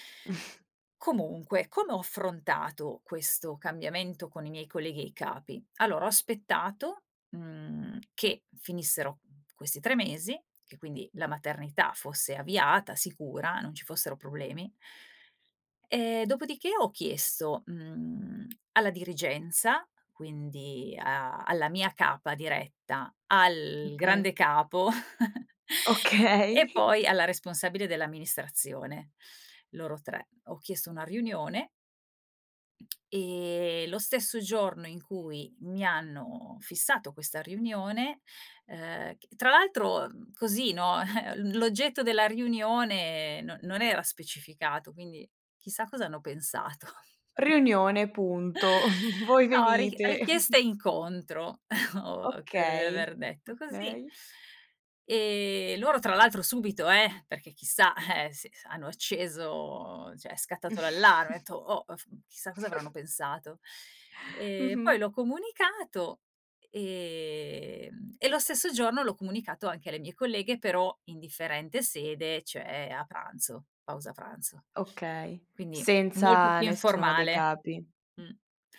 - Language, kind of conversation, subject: Italian, podcast, Come hai comunicato il cambiamento ai colleghi e ai responsabili?
- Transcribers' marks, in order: snort; other background noise; "okay" said as "kay"; chuckle; laughing while speaking: "Okay"; chuckle; chuckle; laughing while speaking: "pensato?"; chuckle; "cioè" said as "ceh"; chuckle; giggle; other noise